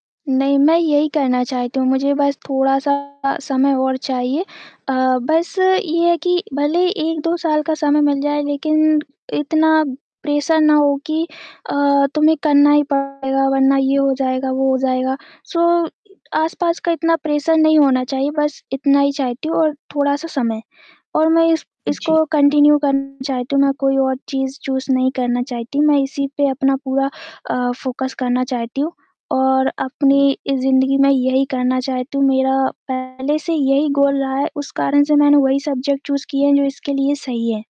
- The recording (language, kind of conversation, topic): Hindi, advice, थकान और प्रेरणा की कमी के कारण आपका रचनात्मक काम रुक कैसे गया है?
- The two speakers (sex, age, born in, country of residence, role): female, 25-29, India, India, advisor; female, 25-29, India, India, user
- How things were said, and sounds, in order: static; distorted speech; in English: "प्रेशर"; in English: "सो"; in English: "प्रेशर"; in English: "कंटिन्यू"; in English: "चूज़"; in English: "फोकस"; in English: "गोल"; in English: "सब्जेक्ट चूज़"